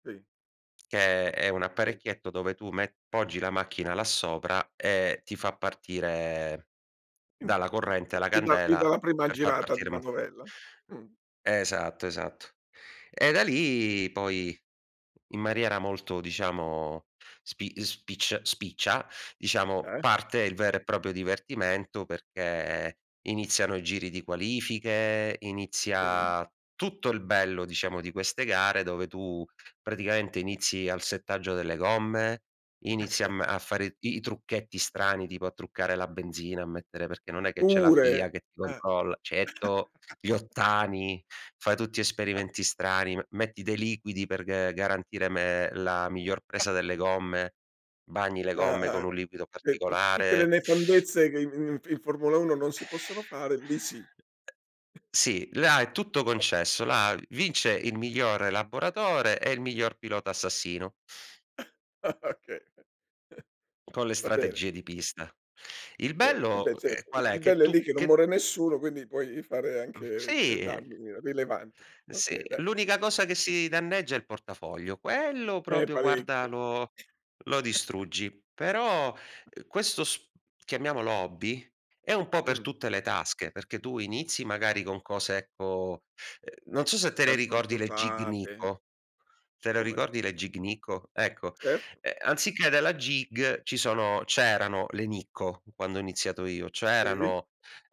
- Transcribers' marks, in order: other background noise; other noise; "maniera" said as "mariera"; "diciamo" said as "disciamo"; "diciamo" said as "disciamo"; "diciamo" said as "disciamo"; chuckle; "certo" said as "cetto"; laugh; chuckle; chuckle; "Cioè" said as "oè"; inhale; exhale; chuckle; laugh; laughing while speaking: "Okay"; chuckle; chuckle
- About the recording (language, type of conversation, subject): Italian, podcast, C’è un piccolo progetto che consiglieresti a chi è alle prime armi?